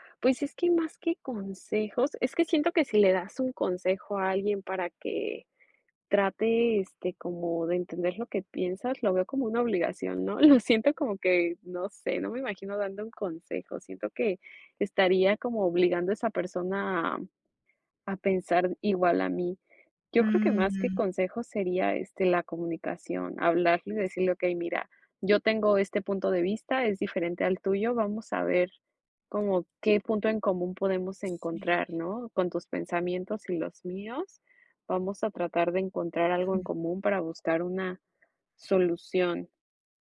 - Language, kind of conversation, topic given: Spanish, unstructured, ¿Crees que es importante comprender la perspectiva de la otra persona en un conflicto?
- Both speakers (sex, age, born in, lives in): female, 30-34, Mexico, United States; female, 30-34, United States, United States
- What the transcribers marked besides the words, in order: laughing while speaking: "Lo siento"